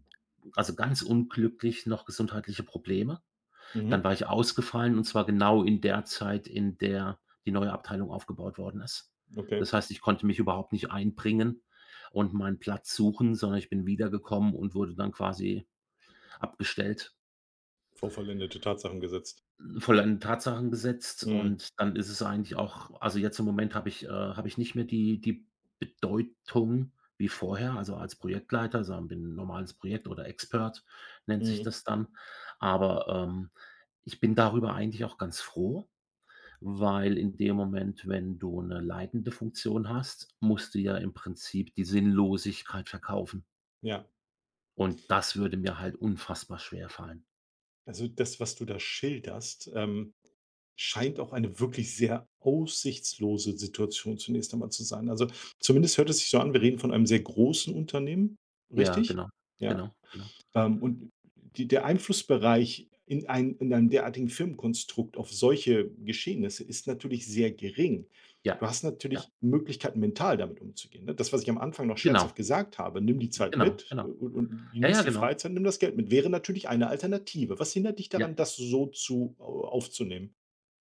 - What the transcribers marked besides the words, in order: other background noise
- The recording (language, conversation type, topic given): German, advice, Warum fühlt sich mein Job trotz guter Bezahlung sinnlos an?